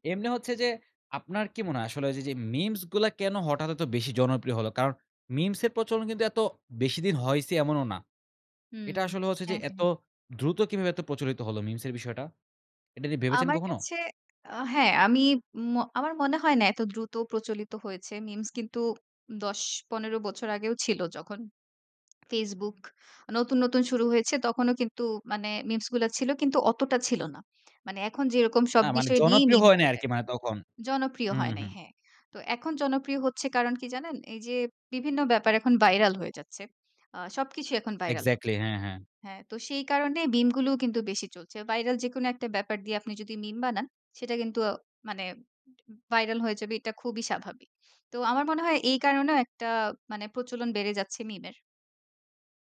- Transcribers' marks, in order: none
- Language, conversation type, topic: Bengali, podcast, মিমগুলো কীভাবে রাজনীতি ও মানুষের মানসিকতা বদলে দেয় বলে তুমি মনে করো?